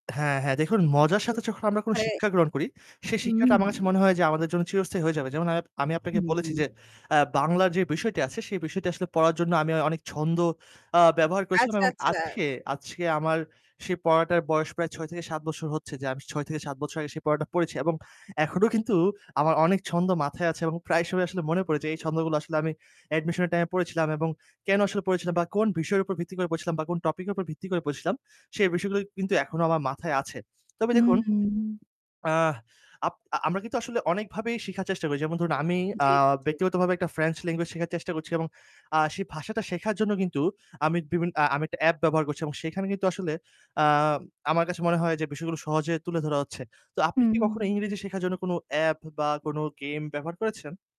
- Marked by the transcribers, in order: static; distorted speech; "বছর" said as "বসর"; other background noise
- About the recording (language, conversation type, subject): Bengali, unstructured, আপনি কীভাবে নিজের পড়াশোনাকে আরও মজাদার করে তোলেন?